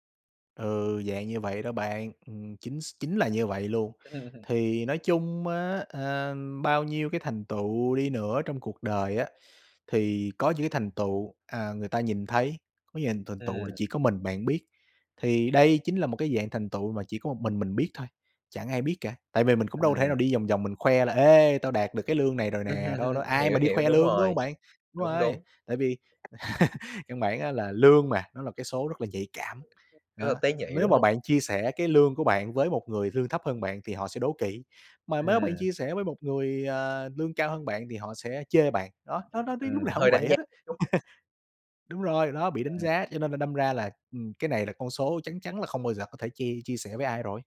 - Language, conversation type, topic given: Vietnamese, podcast, Bạn có thể kể về một thành tựu âm thầm mà bạn rất trân trọng không?
- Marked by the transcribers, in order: laugh; other background noise; tapping; laugh; laugh; laugh